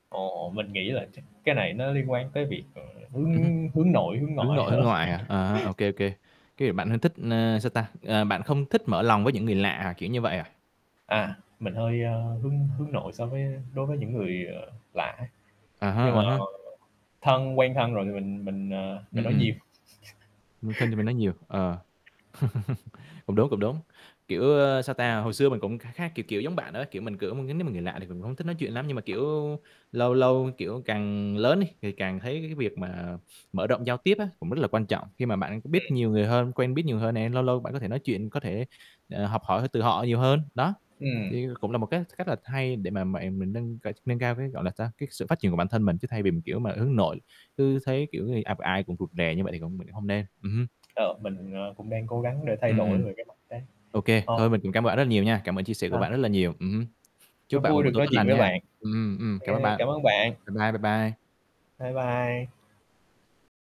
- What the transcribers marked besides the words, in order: static; laughing while speaking: "hơn"; laugh; tapping; other background noise; chuckle; distorted speech; "gặp" said as "ập"
- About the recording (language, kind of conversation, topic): Vietnamese, unstructured, Bạn cảm thấy thế nào khi đạt được một mục tiêu trong sở thích của mình?